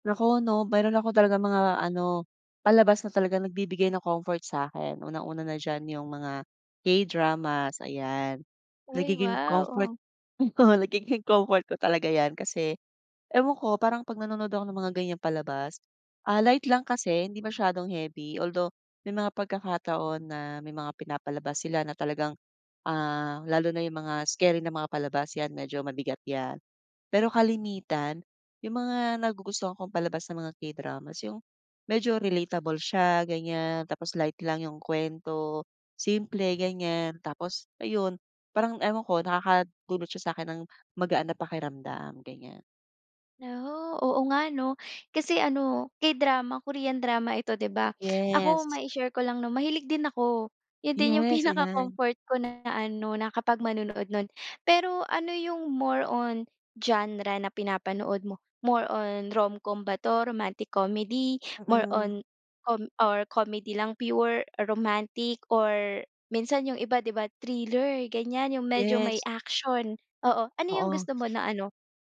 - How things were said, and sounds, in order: laughing while speaking: "oo"; "Naku" said as "Naho"; sniff
- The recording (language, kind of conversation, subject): Filipino, podcast, Anong klaseng palabas ang nagbibigay sa’yo ng ginhawa at bakit?